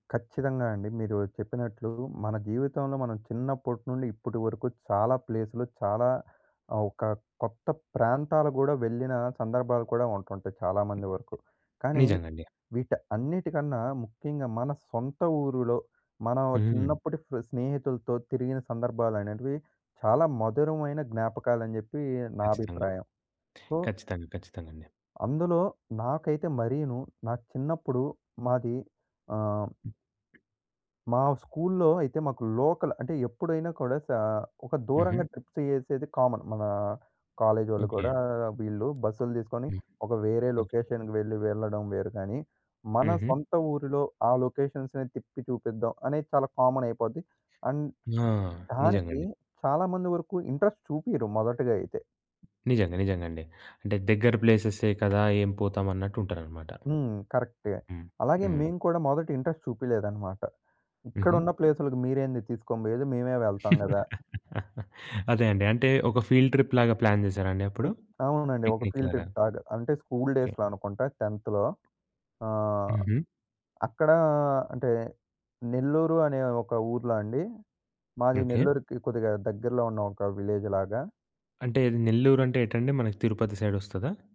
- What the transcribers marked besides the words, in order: tapping; in English: "సో"; other background noise; in English: "లోకల్"; in English: "ట్రిప్స్"; in English: "కామన్"; in English: "లొకేషన్‌కి"; other noise; in English: "లొకేషన్స్‌ని"; in English: "కామన్"; in English: "అండ్"; in English: "ఇంట్రెస్ట్"; in English: "ఇంట్రెస్ట్"; chuckle; in English: "ఫీల్డ్ ట్రిప్"; in English: "ప్లాన్"; in English: "పిక్నిక్"; in English: "ఫీల్డ్ ట్రిప్"; in English: "స్కూల్ డేస్‌లో"; in English: "టెన్త్‌లో"; in English: "విలేజ్"; in English: "సైడ్"
- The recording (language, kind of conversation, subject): Telugu, podcast, నీ ఊరికి వెళ్లినప్పుడు గుర్తుండిపోయిన ఒక ప్రయాణం గురించి చెప్పగలవా?